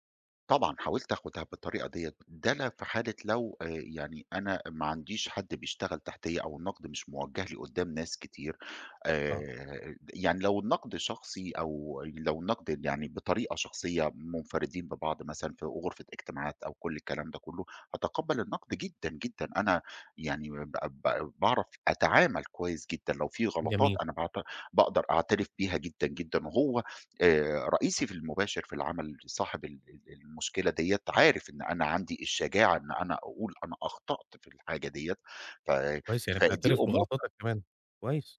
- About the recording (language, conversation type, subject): Arabic, advice, إزاي حسّيت بعد ما حد انتقدك جامد وخلاك تتأثر عاطفيًا؟
- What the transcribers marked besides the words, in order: none